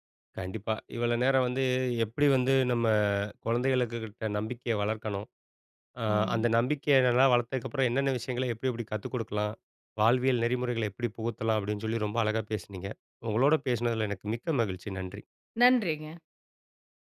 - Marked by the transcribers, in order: drawn out: "நம்ம"
- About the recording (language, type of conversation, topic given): Tamil, podcast, குழந்தைகளிடம் நம்பிக்கை நீங்காமல் இருக்க எப்படி கற்றுக்கொடுப்பது?